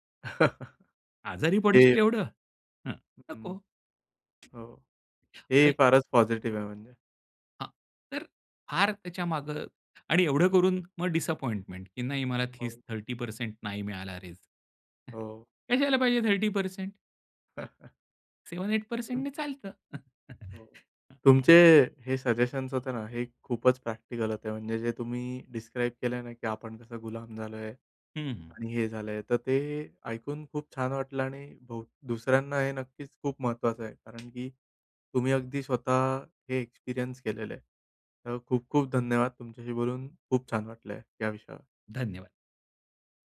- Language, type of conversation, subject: Marathi, podcast, डिजिटल विराम घेण्याचा अनुभव तुमचा कसा होता?
- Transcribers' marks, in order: chuckle; inhale; in English: "डिसअपॉईंटमेंट"; in English: "थर्टी परसेन्ट"; in English: "रेझ"; other background noise; chuckle; in English: "थर्टी परसेन्ट? सेवन एट परसेन्टनी"; chuckle; in English: "सजेशन्स"; in English: "डिस्क्राईब"